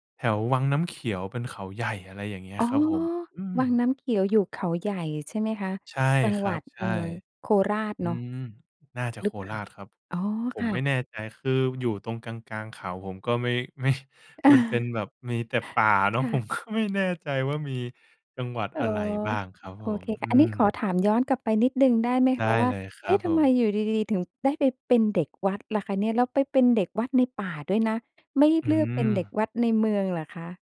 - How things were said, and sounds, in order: laughing while speaking: "ไม่"; laughing while speaking: "เออ"; laughing while speaking: "ก็ไม่แน่ใจ"
- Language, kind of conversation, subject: Thai, podcast, คุณมีเรื่องผจญภัยกลางธรรมชาติที่ประทับใจอยากเล่าให้ฟังไหม?